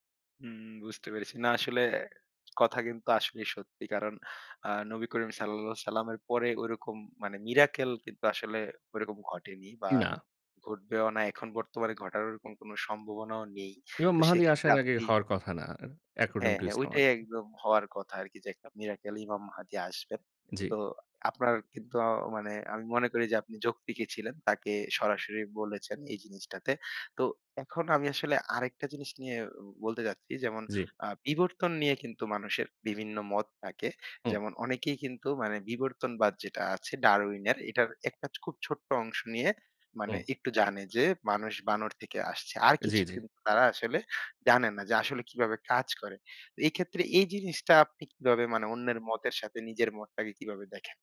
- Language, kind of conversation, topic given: Bengali, podcast, ভিন্নমত হলে আপনি সাধারণত কীভাবে প্রতিক্রিয়া জানান?
- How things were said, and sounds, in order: other background noise; in English: "according to"; tapping